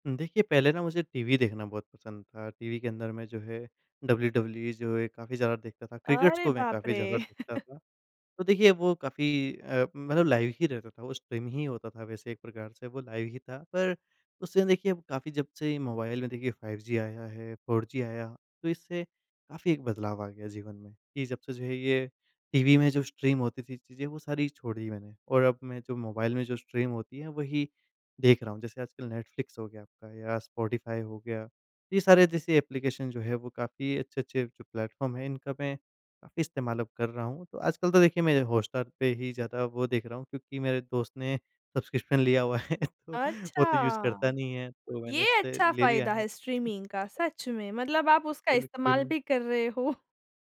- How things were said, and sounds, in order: chuckle; in English: "लाइव"; in English: "स्ट्रीम"; in English: "लाइव"; in English: "स्ट्रीम"; in English: "स्ट्रीम"; in English: "प्लेटफ़ॉर्म"; in English: "सब्स्क्रिप्शन"; laughing while speaking: "हुआ है तो वो तो"; in English: "यूज़"; in English: "स्ट्रीमिंग"
- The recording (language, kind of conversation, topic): Hindi, podcast, यूट्यूब और स्ट्रीमिंग ने तुम्हारी पुरानी पसंदें कैसे बदल दीं?